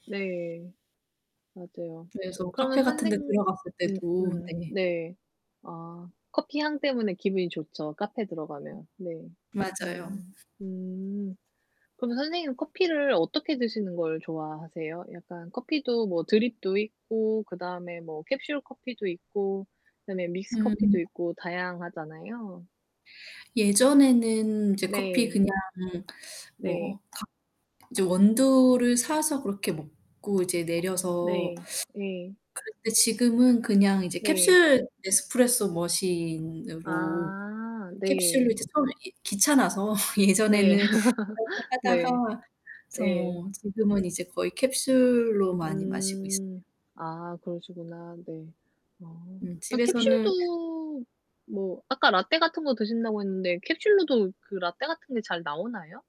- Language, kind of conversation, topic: Korean, unstructured, 커피와 차 중 어떤 음료를 더 좋아하시나요?
- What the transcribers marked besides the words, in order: distorted speech; unintelligible speech; laughing while speaking: "귀찮아서"; laugh; other background noise